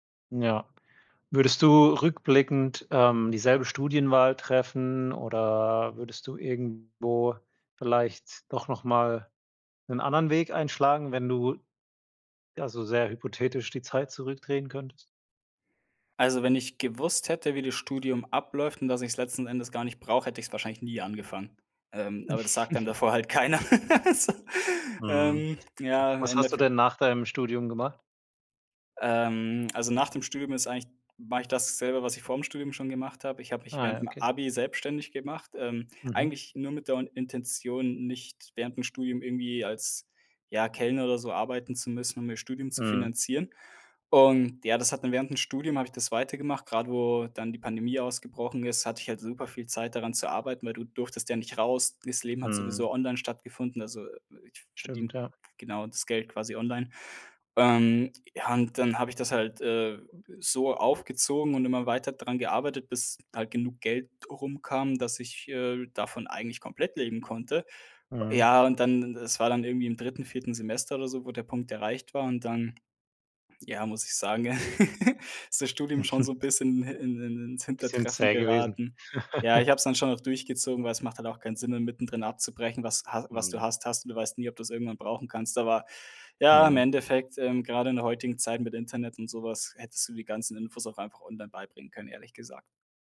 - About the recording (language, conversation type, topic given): German, podcast, Wann hast du zum ersten Mal wirklich eine Entscheidung für dich selbst getroffen?
- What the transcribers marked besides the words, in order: chuckle; laughing while speaking: "keiner also"; chuckle; laughing while speaking: "Mhm"; chuckle